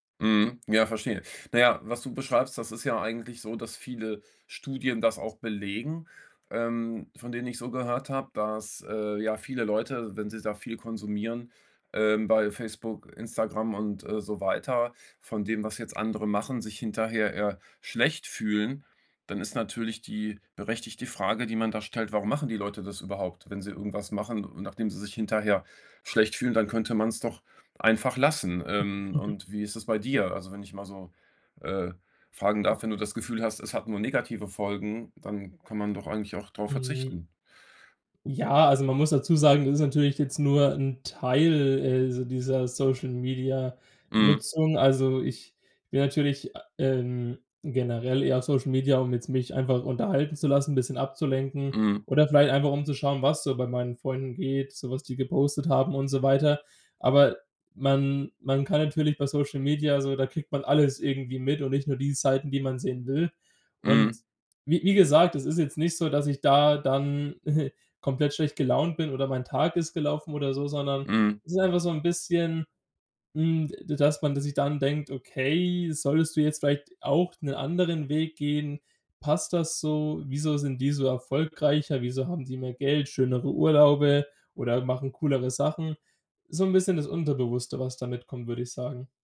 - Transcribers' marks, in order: chuckle; other noise; other background noise; chuckle
- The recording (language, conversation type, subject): German, podcast, Welchen Einfluss haben soziale Medien auf dein Erfolgsempfinden?